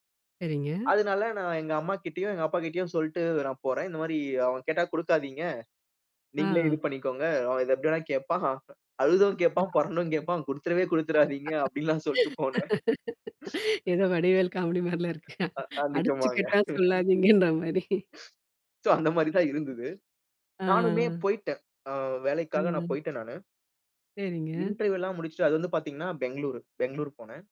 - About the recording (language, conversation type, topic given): Tamil, podcast, உங்கள் உள்ளுணர்வையும் பகுப்பாய்வையும் எப்படிச் சமநிலைப்படுத்துகிறீர்கள்?
- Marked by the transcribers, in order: laughing while speaking: "எப்டி வேணா கேப்பான். அழுதும் கேப்பான், புரண்டும் கேப்பான். குடுத்துறவே, குடுத்துடாதீங்க! அப்படிலாம் சொல்லிட்டு போனேன்"; other noise; laugh; laughing while speaking: "ஏதோ வடிவேல் காமெடி மாரில இருக்கு. அடிச்சு கேட்டா சொல்லாதீங்கன்ற மாரி!"; laughing while speaking: "அ அ நிஜமாங்க. சோ, அந்த மாரி தான் இருந்துது"; in English: "சோ"; other background noise; in English: "இன்டர்வியூ"